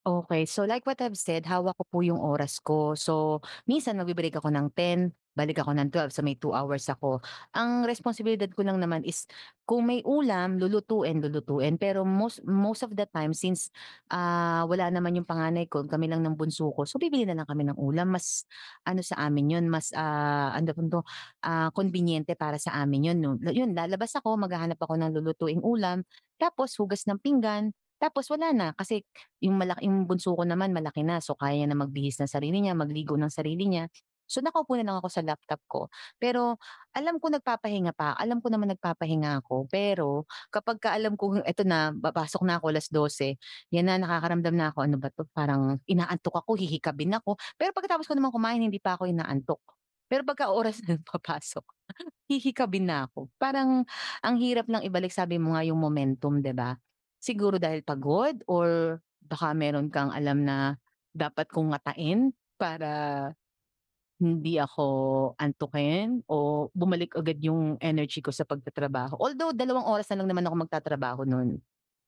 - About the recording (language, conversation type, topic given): Filipino, advice, Paano ako makakapagpahinga nang mabilis para magkaroon ulit ng enerhiya at makabalik sa trabaho?
- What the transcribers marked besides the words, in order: in English: "so like what I've said"; tapping; in English: "most most of the time since"; chuckle; in English: "momentum"; other background noise